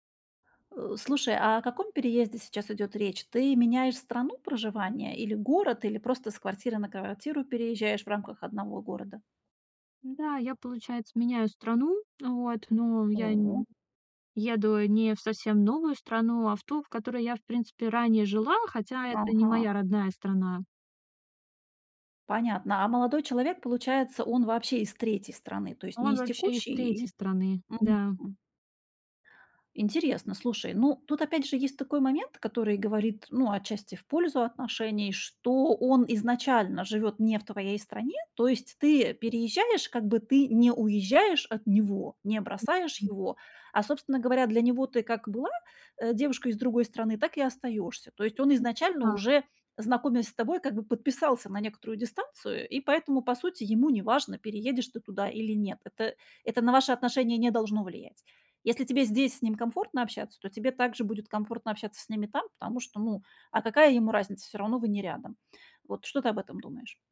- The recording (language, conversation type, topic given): Russian, advice, Как принимать решения, когда всё кажется неопределённым и страшным?
- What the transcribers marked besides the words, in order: unintelligible speech